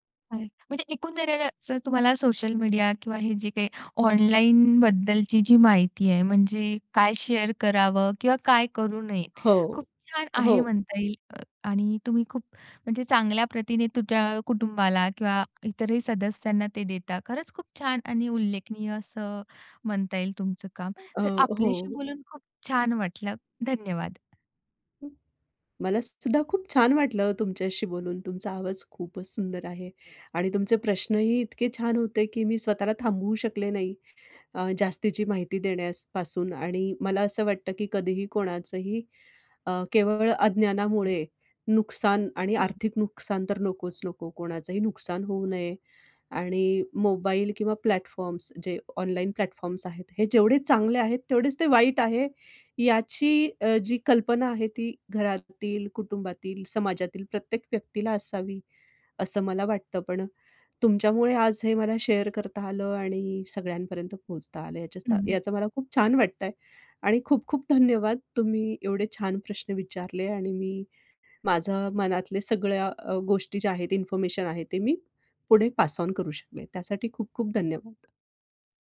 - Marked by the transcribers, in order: "एकंदरच" said as "एकूण दररच"; in English: "शेअर"; other background noise; tapping; in English: "प्लॅटफॉर्म्स"; in English: "प्लॅटफॉर्म्स"; in English: "शेअर"; in English: "पास ऑन"
- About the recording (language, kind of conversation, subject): Marathi, podcast, कुठल्या गोष्टी ऑनलाईन शेअर करू नयेत?